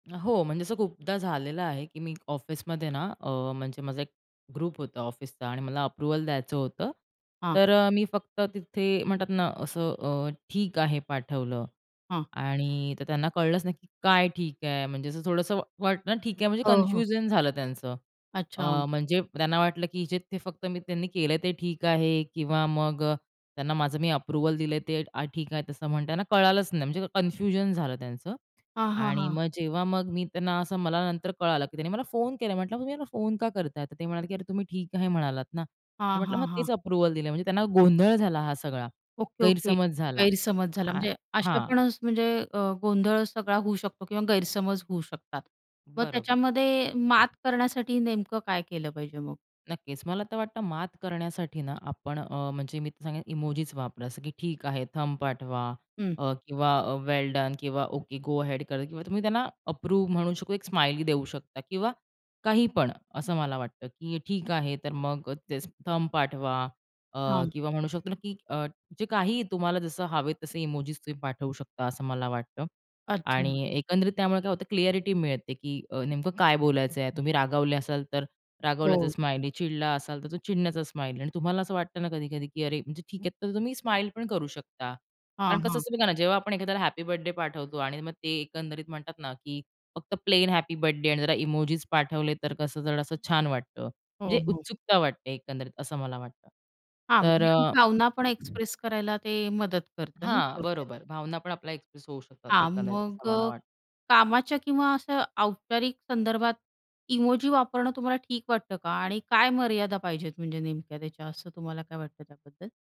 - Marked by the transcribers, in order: other background noise; tapping; in English: "ग्रुप"; horn; other noise; other street noise; in English: "वेल डन"; in English: "ओके गो हेड"; in English: "क्लिअ‍ॅरिटी"
- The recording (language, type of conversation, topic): Marathi, podcast, तुला इमोजी आणि चलतचित्रिका वापरण्याबद्दल काय वाटतं?